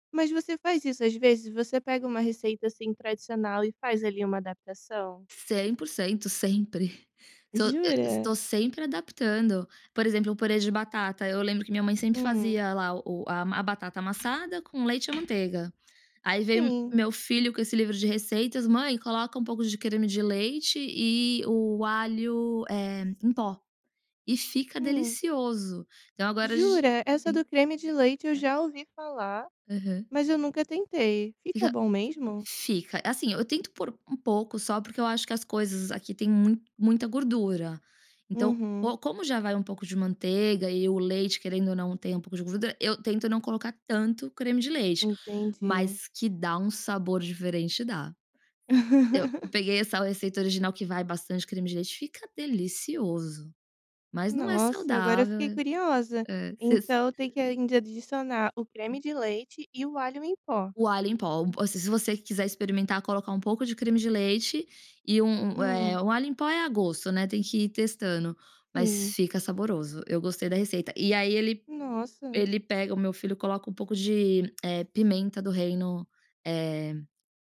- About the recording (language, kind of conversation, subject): Portuguese, podcast, Por que você gosta de cozinhar receitas tradicionais?
- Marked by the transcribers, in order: tapping; laugh